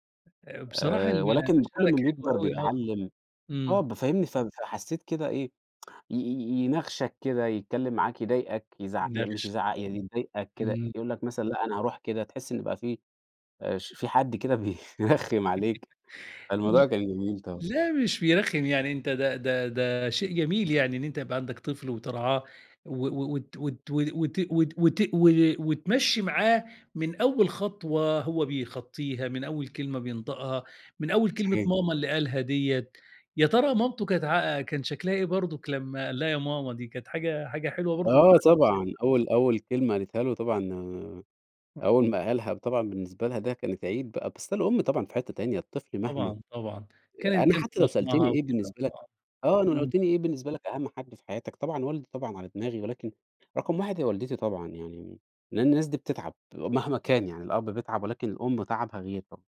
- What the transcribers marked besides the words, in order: tsk; laughing while speaking: "بيرخّم"; chuckle; other background noise; other noise
- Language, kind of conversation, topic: Arabic, podcast, احكي لنا عن أول مرة بقيت أب أو أم؟